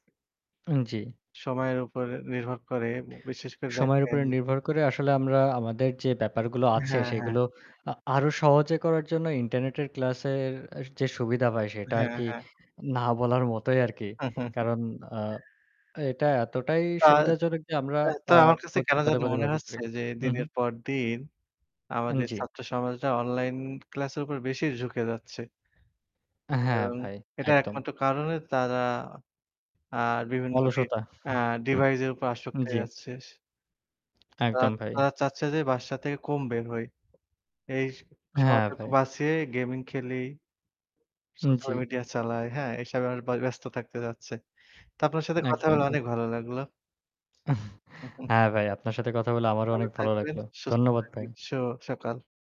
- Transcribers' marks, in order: static; tapping; chuckle; other background noise; chuckle; chuckle; distorted speech
- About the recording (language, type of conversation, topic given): Bengali, unstructured, তোমার দৃষ্টিতে অনলাইনে শেখার সুবিধা ও অসুবিধা কী কী?